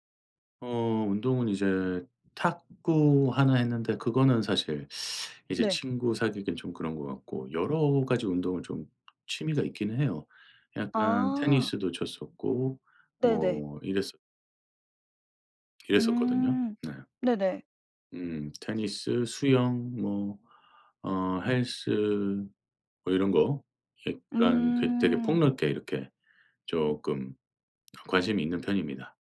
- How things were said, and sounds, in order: teeth sucking; tapping
- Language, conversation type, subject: Korean, advice, 새로운 도시로 이사한 뒤 친구를 사귀기 어려운데, 어떻게 하면 좋을까요?